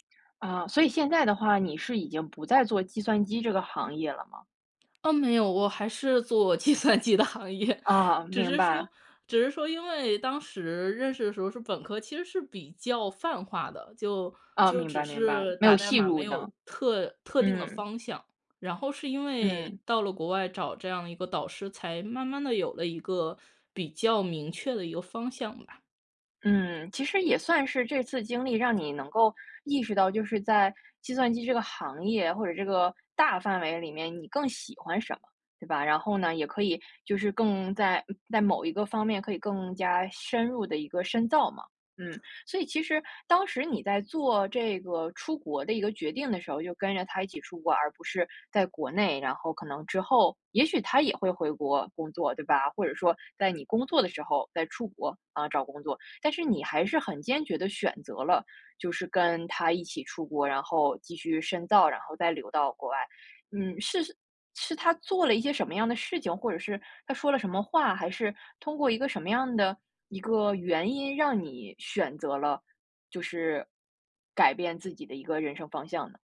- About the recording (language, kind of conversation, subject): Chinese, podcast, 你有没有哪次偶遇，彻底改变了你的生活？
- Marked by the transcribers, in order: laughing while speaking: "计算机的行业"